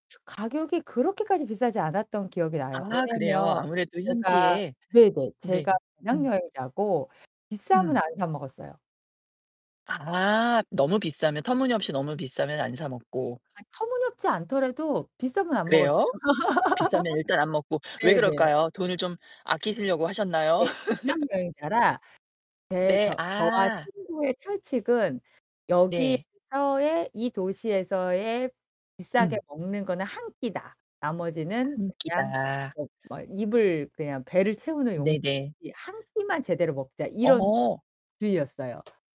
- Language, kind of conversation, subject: Korean, podcast, 가장 인상 깊었던 현지 음식은 뭐였어요?
- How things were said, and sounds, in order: distorted speech; other background noise; laugh; laugh; tapping